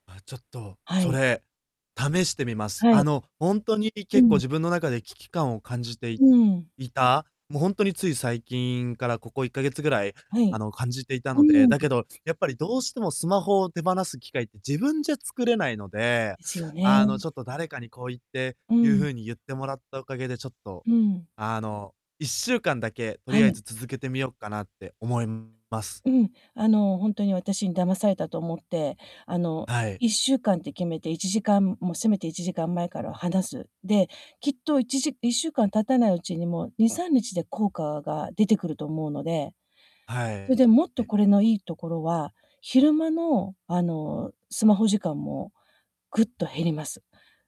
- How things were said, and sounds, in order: other background noise; distorted speech
- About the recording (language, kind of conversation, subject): Japanese, advice, 寝る前のスクリーンタイムを減らして眠りやすくするには、どうすればよいですか？